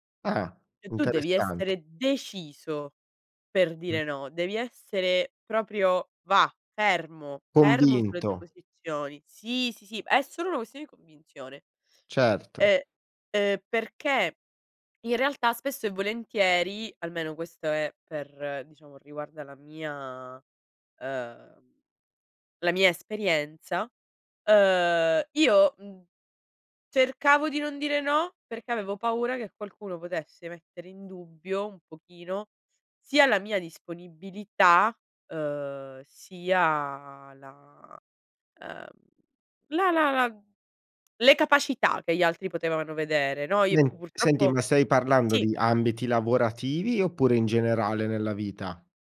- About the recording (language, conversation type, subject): Italian, podcast, In che modo impari a dire no senza sensi di colpa?
- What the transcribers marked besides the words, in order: stressed: "deciso"